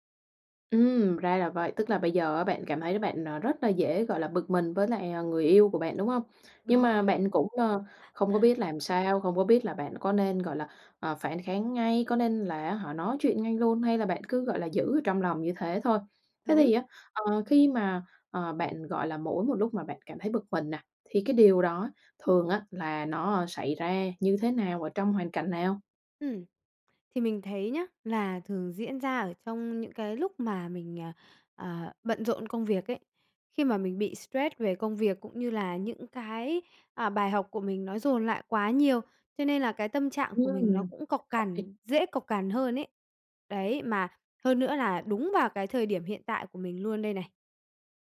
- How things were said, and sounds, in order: tapping; unintelligible speech; other background noise
- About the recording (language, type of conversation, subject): Vietnamese, advice, Làm sao xử lý khi bạn cảm thấy bực mình nhưng không muốn phản kháng ngay lúc đó?